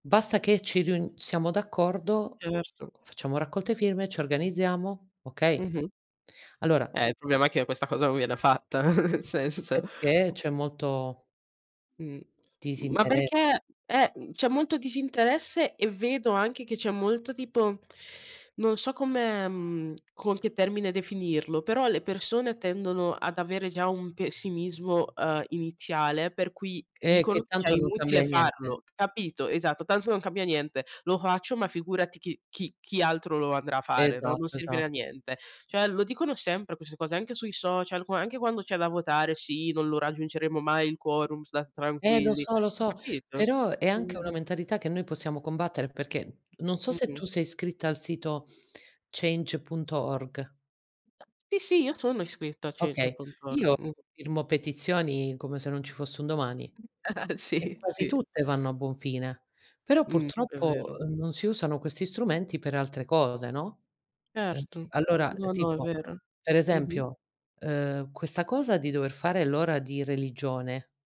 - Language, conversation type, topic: Italian, unstructured, Come pensi che la scuola possa migliorare l’apprendimento degli studenti?
- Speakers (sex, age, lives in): female, 20-24, Italy; female, 40-44, Italy
- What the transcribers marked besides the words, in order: other background noise; tapping; siren; laughing while speaking: "n senso, ceh"; "Perché" said as "pecché"; "cioè" said as "ceh"; "faccio" said as "haccio"; "queste" said as "quesse"; in Latin: "quorum"; other noise; "firmo" said as "irmo"; giggle